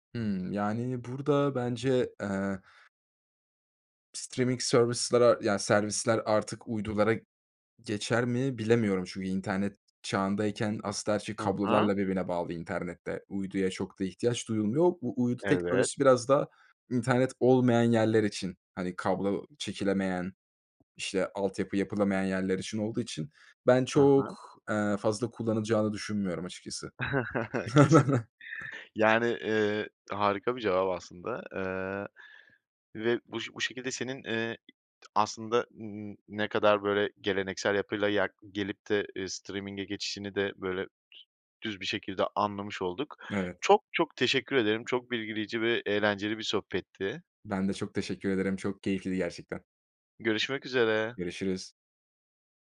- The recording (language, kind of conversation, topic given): Turkish, podcast, Sence geleneksel televizyon kanalları mı yoksa çevrim içi yayın platformları mı daha iyi?
- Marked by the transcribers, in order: in English: "streaming service'lere"; chuckle; other background noise; in English: "streaming'e"